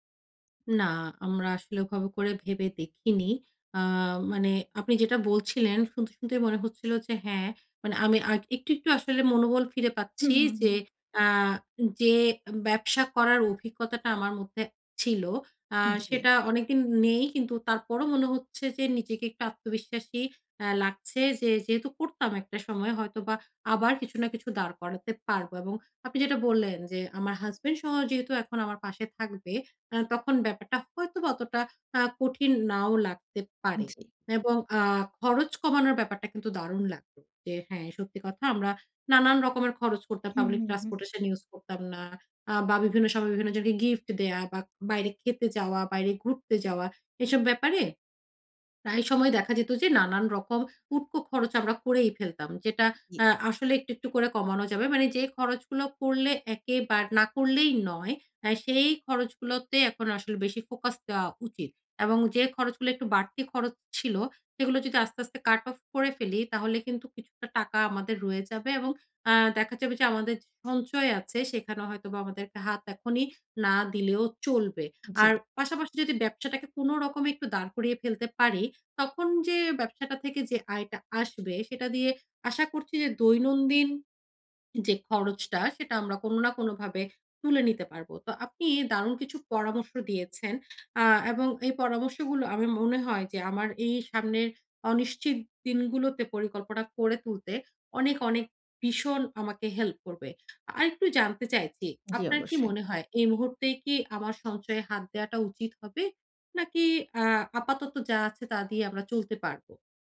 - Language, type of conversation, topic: Bengali, advice, অনিশ্চয়তার মধ্যে দ্রুত মানিয়ে নিয়ে কীভাবে পরিস্থিতি অনুযায়ী খাপ খাইয়ে নেব?
- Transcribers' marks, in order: none